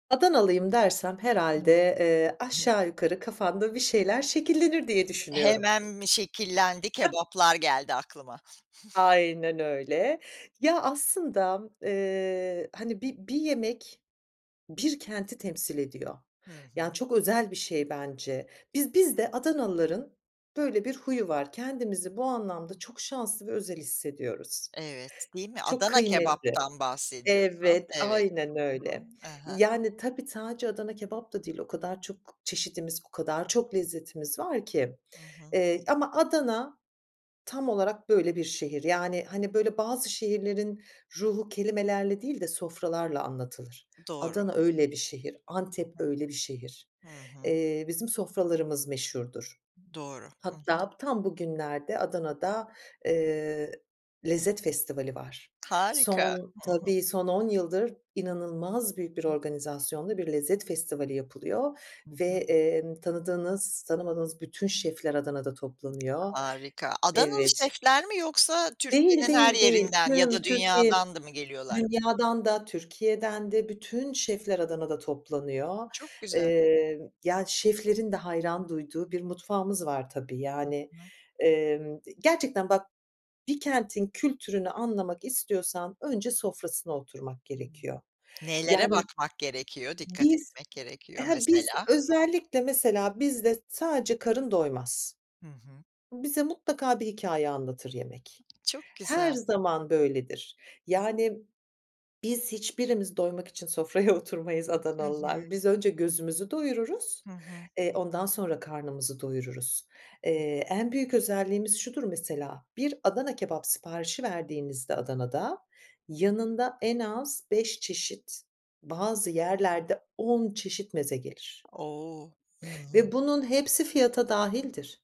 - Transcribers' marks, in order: unintelligible speech; chuckle; giggle; unintelligible speech; other background noise; tapping; other noise; background speech
- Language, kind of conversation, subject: Turkish, podcast, Hangi yemekler kültürünü en iyi temsil ediyor ve neden?